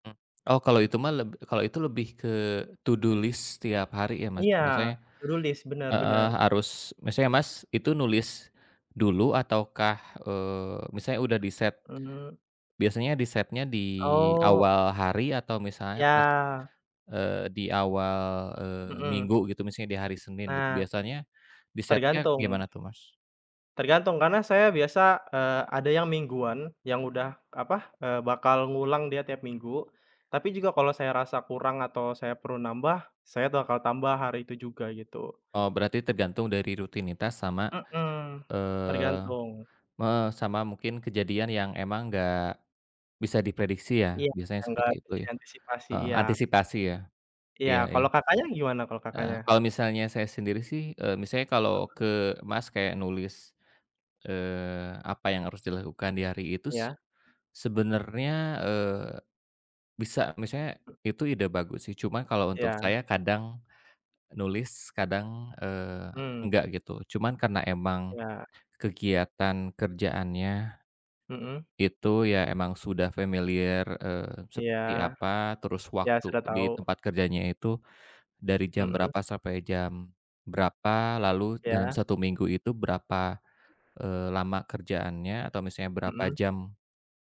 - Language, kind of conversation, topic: Indonesian, unstructured, Bagaimana cara Anda menjaga keseimbangan antara pekerjaan dan waktu luang?
- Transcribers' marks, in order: in English: "to do list"; tapping; in English: "to do list"; in English: "di-set"; in English: "di-set-nya"; other background noise; in English: "di-set-nya"